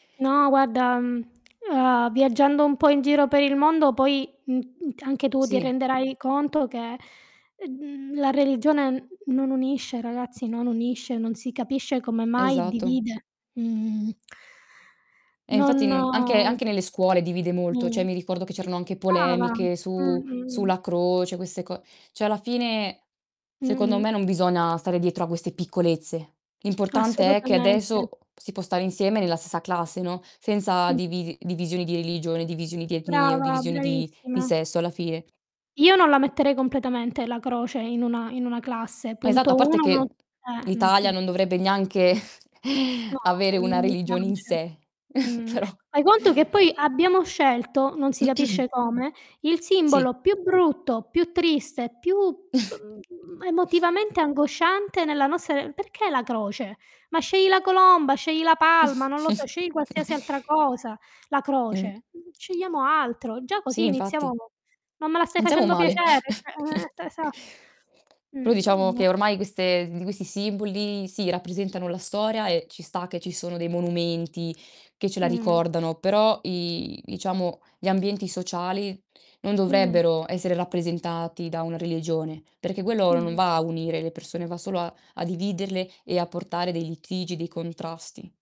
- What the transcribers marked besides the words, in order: other background noise; tapping; distorted speech; "Cioè" said as "ceh"; "cioè" said as "ceh"; "adesso" said as "adeso"; mechanical hum; chuckle; chuckle; laughing while speaking: "Però"; chuckle; background speech; chuckle; chuckle; "cioè" said as "ceh"; static
- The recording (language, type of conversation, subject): Italian, unstructured, Come pensi che la religione possa unire o dividere le persone?